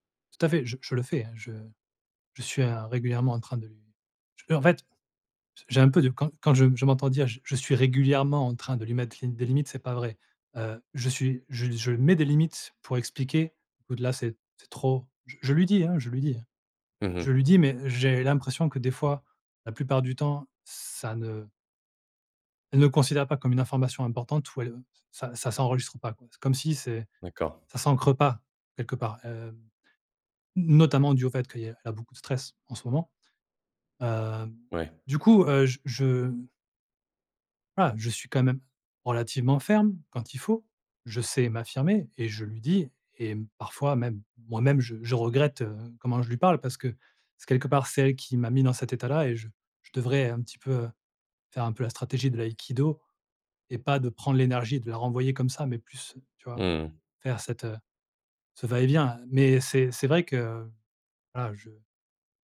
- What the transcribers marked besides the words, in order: none
- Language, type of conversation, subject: French, advice, Comment réagir lorsque votre partenaire vous reproche constamment des défauts ?